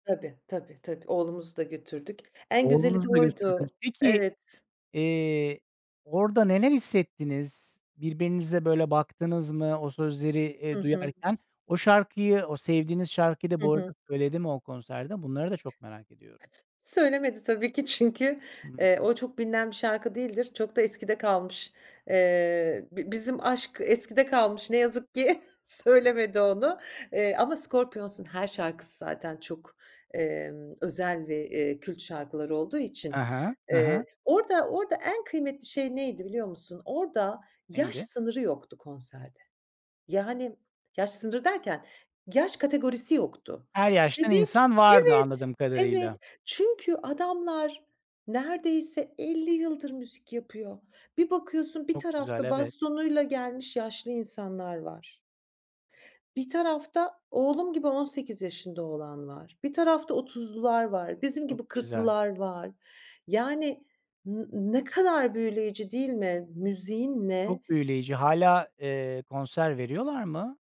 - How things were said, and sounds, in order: other background noise; chuckle
- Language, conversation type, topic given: Turkish, podcast, Şarkı sözleri mi yoksa melodi mi seni daha çok çeker?